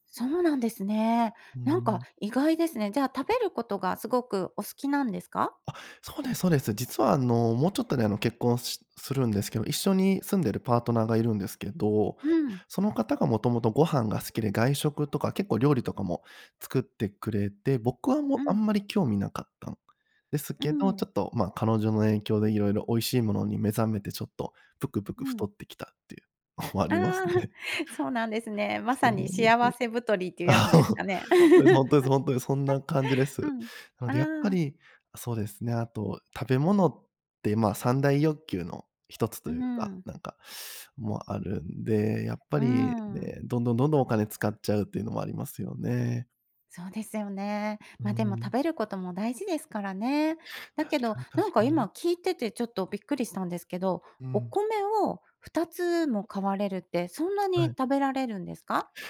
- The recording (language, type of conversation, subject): Japanese, advice, 衝動買いを繰り返して貯金できない習慣をどう改善すればよいですか？
- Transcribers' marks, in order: laughing while speaking: "のもありますね"; laugh; laugh; teeth sucking; tapping